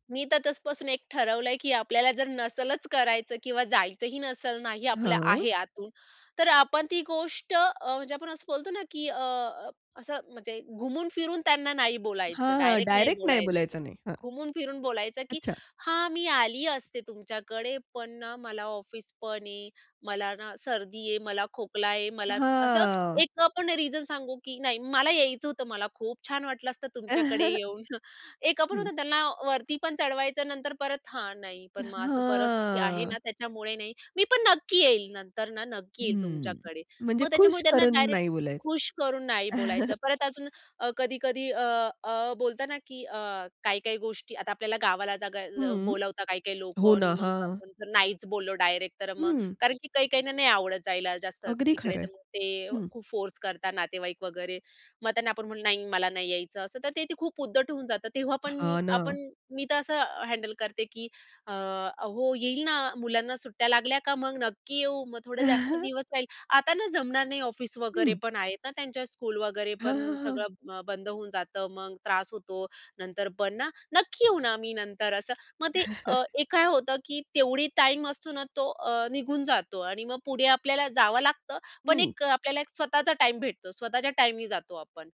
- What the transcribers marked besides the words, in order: in English: "रिजन"; drawn out: "हां"; chuckle; drawn out: "हां"; other background noise; chuckle; in English: "फोर्स"; in English: "हँडल"; chuckle; in English: "स्कूल"; chuckle
- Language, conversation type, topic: Marathi, podcast, दैनंदिन जीवनात ‘नाही’ म्हणताना तुम्ही स्वतःला कसे सांभाळता?